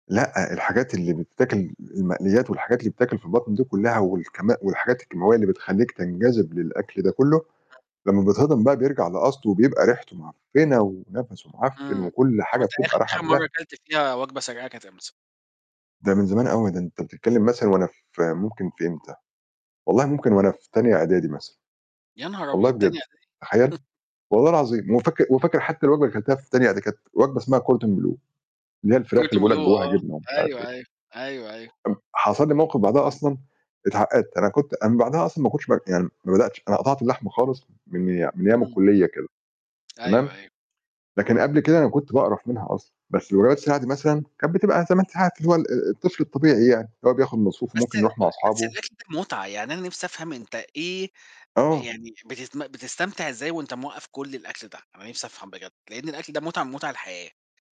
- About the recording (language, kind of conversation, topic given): Arabic, unstructured, إنت مع ولا ضد منع بيع الأكل السريع في المدارس؟
- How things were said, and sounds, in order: other background noise; chuckle; in English: "Cordon Bleu"; in English: "Cordon Bleu"; other noise; tapping; unintelligible speech